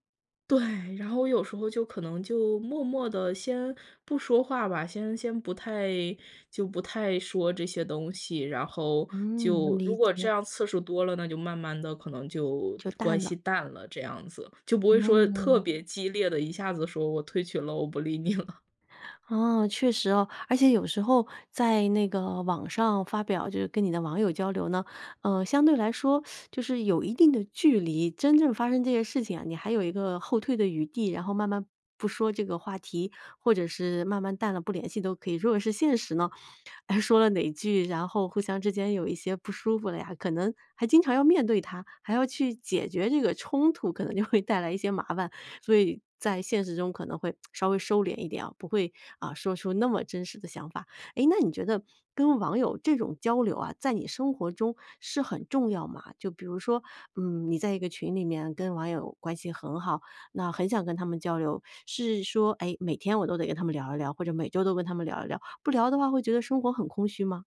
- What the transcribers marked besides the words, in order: laughing while speaking: "你了"; teeth sucking; laughing while speaking: "哎说了哪句"; laughing while speaking: "就会带来一些麻烦"; tsk
- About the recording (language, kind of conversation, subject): Chinese, podcast, 你在社交媒体上会如何表达自己的真实想法？